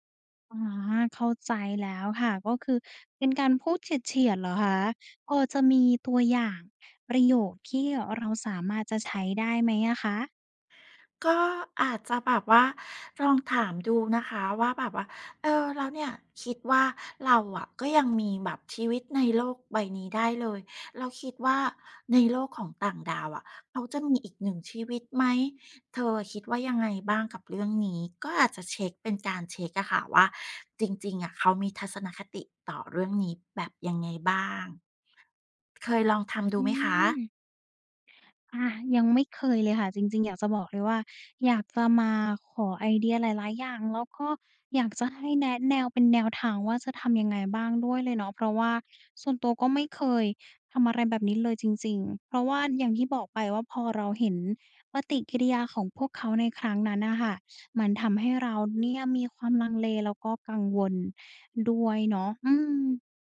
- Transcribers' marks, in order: other background noise
- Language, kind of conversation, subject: Thai, advice, คุณกำลังลังเลที่จะเปิดเผยตัวตนที่แตกต่างจากคนรอบข้างหรือไม่?